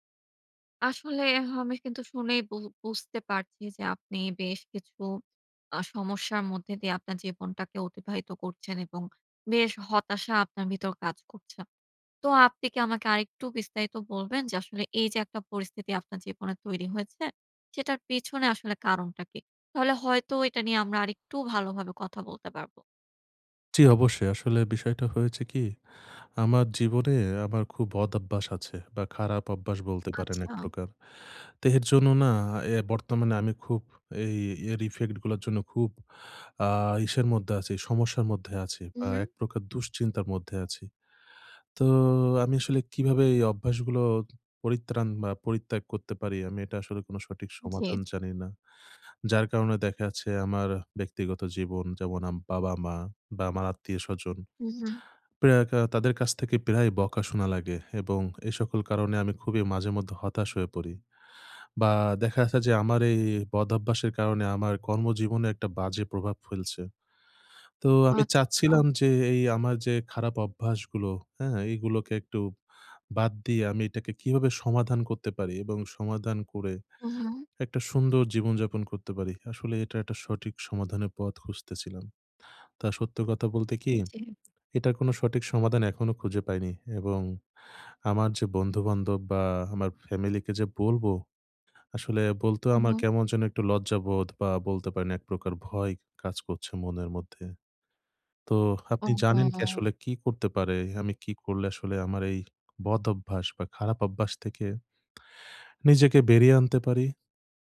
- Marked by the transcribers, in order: "আমি" said as "হামি"; tapping
- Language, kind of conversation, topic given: Bengali, advice, আমি কীভাবে আমার খারাপ অভ্যাসের ধারা বুঝে তা বদলাতে পারি?